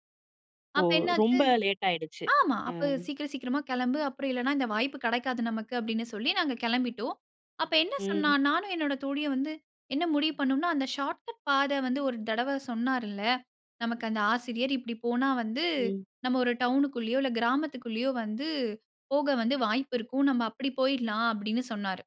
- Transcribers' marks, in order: in English: "ஷார்ட்கட்"
- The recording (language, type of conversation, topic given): Tamil, podcast, தொழில்நுட்பம் இல்லாமல், அடையாளங்களை மட்டும் நம்பி நீங்கள் வழி கண்ட அனுபவக் கதையை சொல்ல முடியுமா?